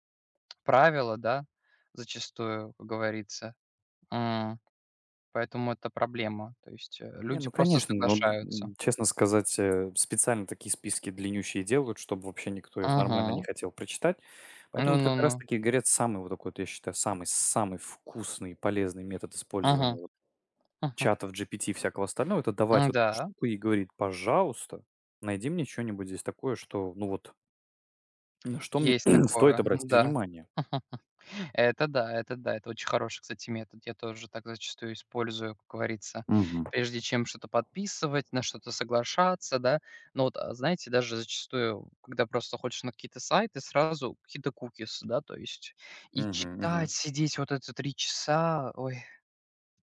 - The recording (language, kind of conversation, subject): Russian, unstructured, Как вы относитесь к использованию умных устройств дома?
- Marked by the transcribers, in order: tapping; other background noise; chuckle; throat clearing; chuckle; in English: "кукис"